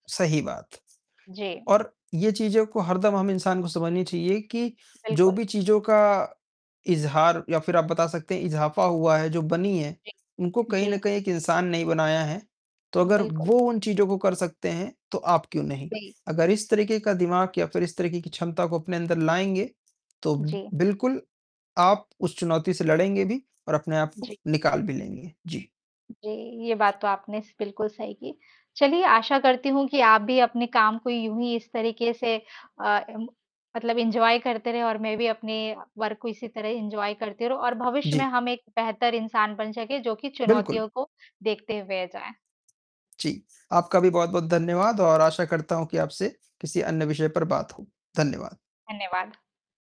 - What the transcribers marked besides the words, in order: distorted speech; static; in English: "एन्जॉय"; in English: "वर्क"; in English: "एन्जॉय"; other background noise; tapping
- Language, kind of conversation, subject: Hindi, unstructured, आपको अपने काम का सबसे मज़ेदार हिस्सा क्या लगता है?